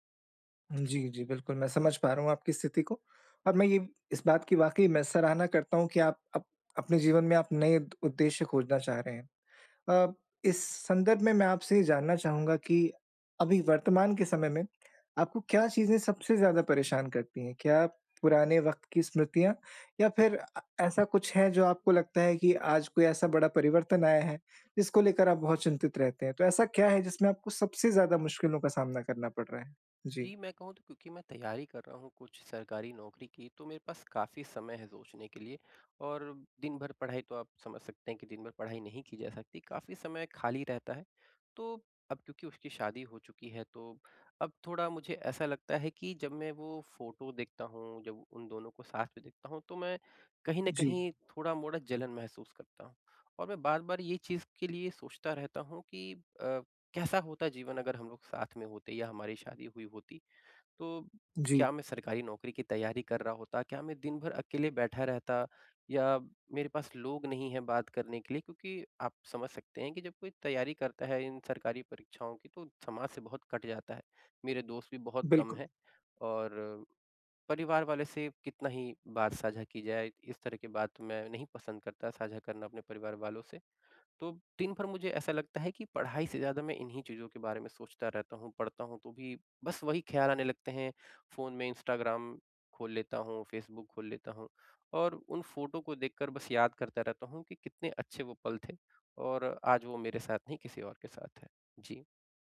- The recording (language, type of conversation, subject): Hindi, advice, ब्रेकअप के बाद मैं अपने जीवन में नया उद्देश्य कैसे खोजूँ?
- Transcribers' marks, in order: none